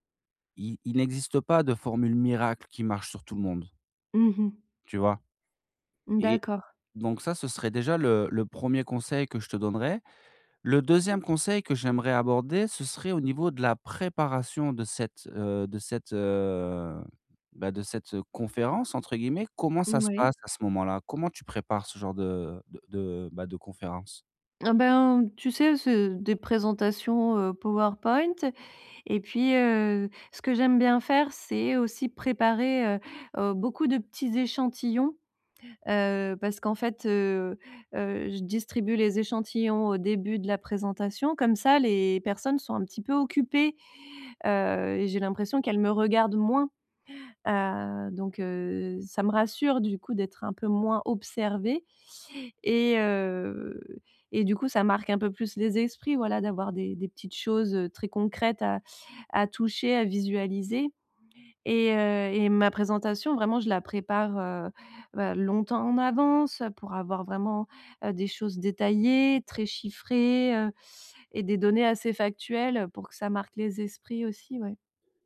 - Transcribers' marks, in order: stressed: "préparation"; drawn out: "heu"; stressed: "détaillées"; stressed: "chiffrées"
- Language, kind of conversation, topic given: French, advice, Comment réduire rapidement une montée soudaine de stress au travail ou en public ?